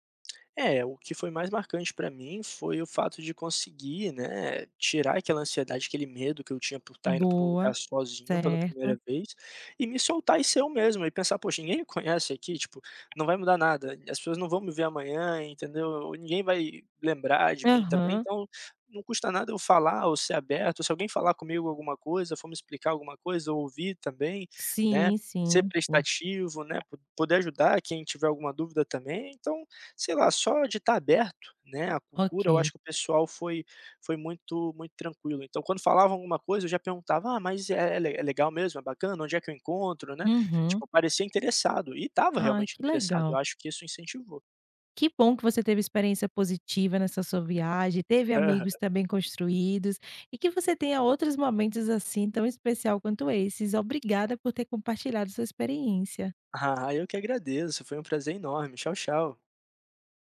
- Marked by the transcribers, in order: tongue click; tapping
- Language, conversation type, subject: Portuguese, podcast, O que viajar te ensinou sobre fazer amigos?